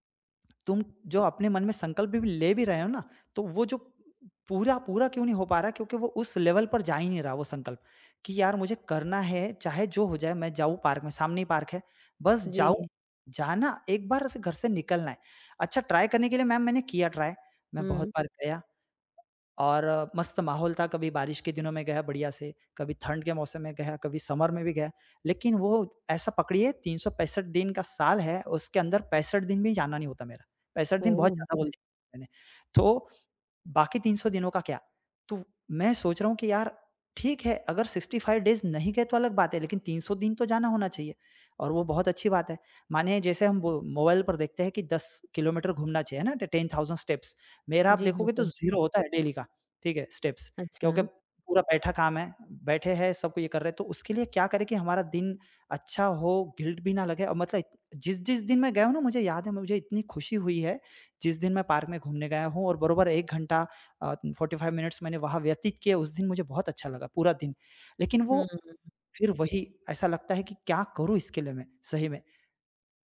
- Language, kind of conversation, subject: Hindi, advice, आप समय का गलत अनुमान क्यों लगाते हैं और आपकी योजनाएँ बार-बार क्यों टूट जाती हैं?
- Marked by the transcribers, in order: in English: "लेवल"; in English: "ट्राई"; tapping; in English: "ट्राई"; in English: "समर"; in English: "सिक्स्टी फाइव डेज़"; in English: "टेन थाउज़ेंड स्टेप्स"; in English: "डेली"; other background noise; in English: "स्टेप्स"; in English: "गिल्ट"; in English: "फ़ॉर्टी फाइव मिनट्स"